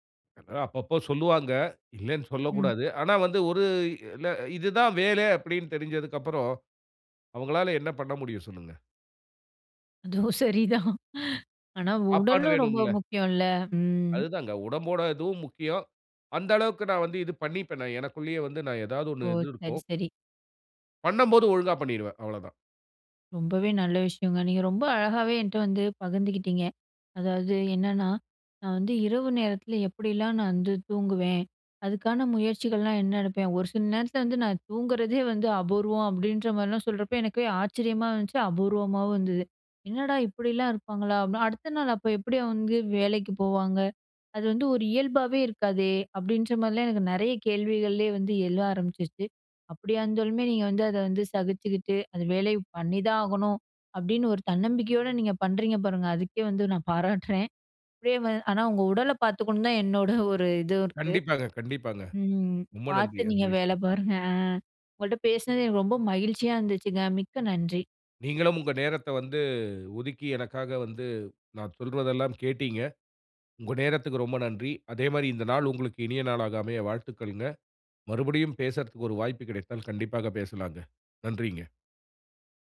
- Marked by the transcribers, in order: "அதேமாதிரி" said as "அதேமா"; other background noise; chuckle; lip smack
- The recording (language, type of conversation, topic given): Tamil, podcast, இரவில்தூங்குவதற்குமுன் நீங்கள் எந்த வரிசையில் என்னென்ன செய்வீர்கள்?